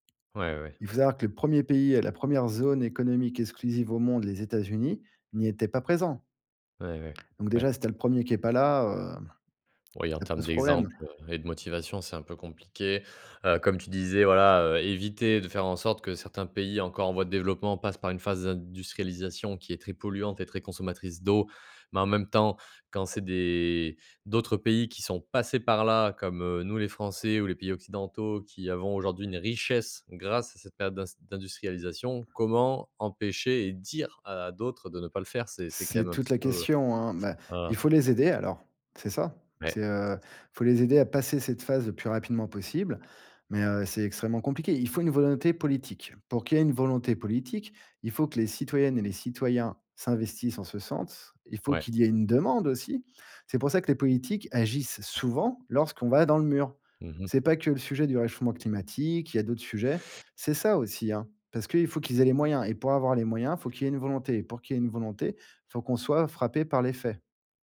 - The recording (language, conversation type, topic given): French, podcast, Peux-tu nous expliquer le cycle de l’eau en termes simples ?
- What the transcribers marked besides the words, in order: drawn out: "des"; stressed: "passés"; stressed: "richesse"; other background noise; unintelligible speech; stressed: "souvent"; tapping